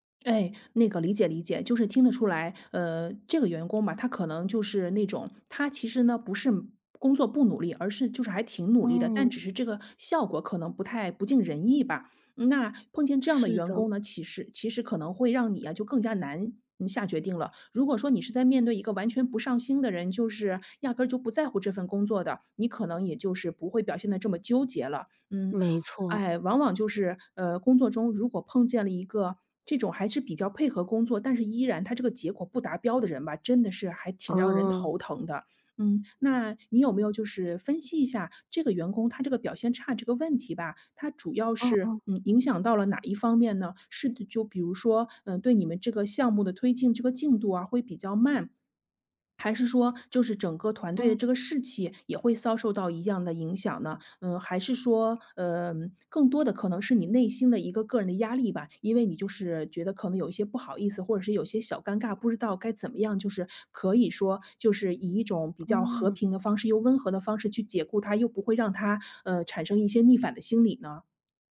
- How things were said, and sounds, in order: tapping
- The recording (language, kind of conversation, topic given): Chinese, advice, 员工表现不佳但我不愿解雇他/她，该怎么办？